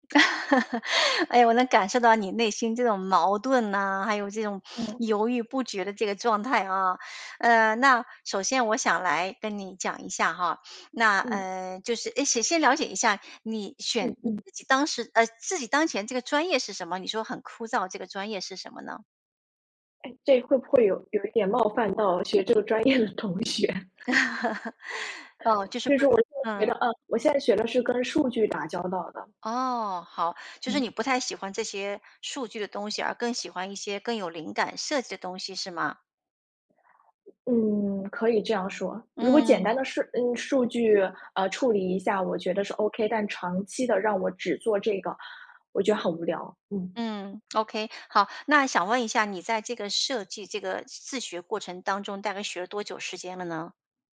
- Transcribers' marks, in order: laugh; other background noise; laughing while speaking: "专业的同学"; chuckle
- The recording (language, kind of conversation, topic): Chinese, advice, 被批评后，你的创作自信是怎样受挫的？
- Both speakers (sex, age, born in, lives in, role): female, 20-24, China, United States, user; female, 50-54, China, United States, advisor